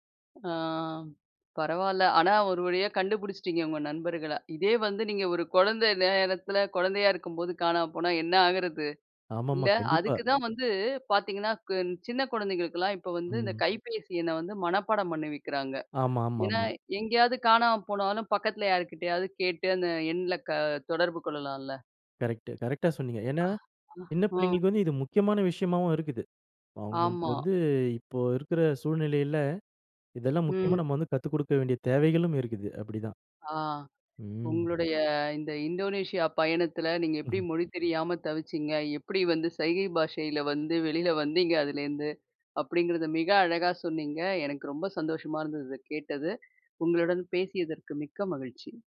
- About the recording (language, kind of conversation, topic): Tamil, podcast, மொழி புரியாத இடத்தில் நீங்கள் வழி தொலைந்தபோது உங்களுக்கு உதவி எப்படிக் கிடைத்தது?
- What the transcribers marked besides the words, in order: other background noise